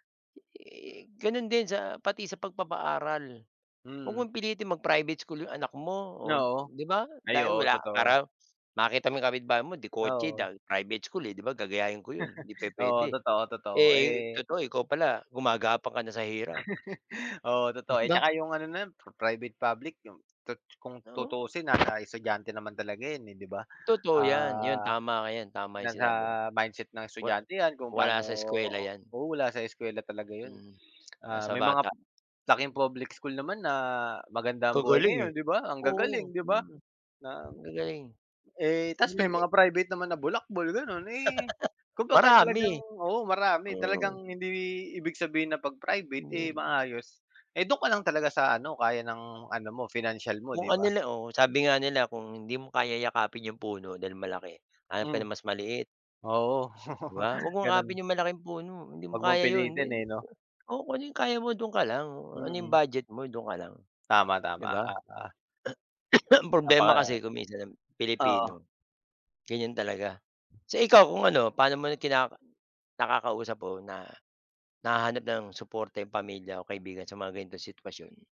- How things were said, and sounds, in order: laugh; laugh; other background noise; laugh; laugh; cough
- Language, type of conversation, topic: Filipino, unstructured, Paano mo hinaharap ang stress kapag kapos ka sa pera?